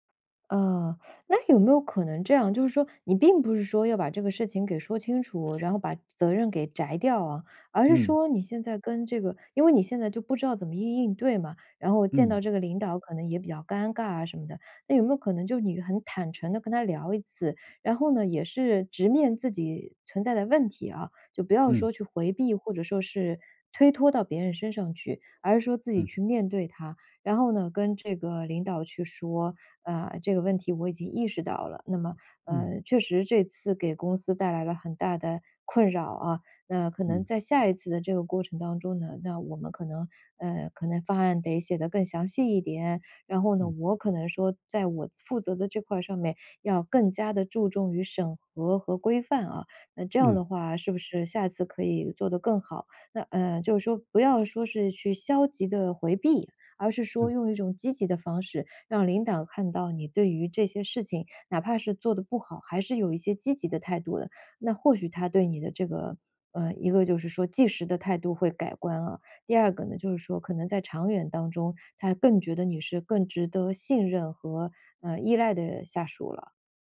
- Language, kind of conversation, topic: Chinese, advice, 上司当众批评我后，我该怎么回应？
- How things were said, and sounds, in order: teeth sucking; other background noise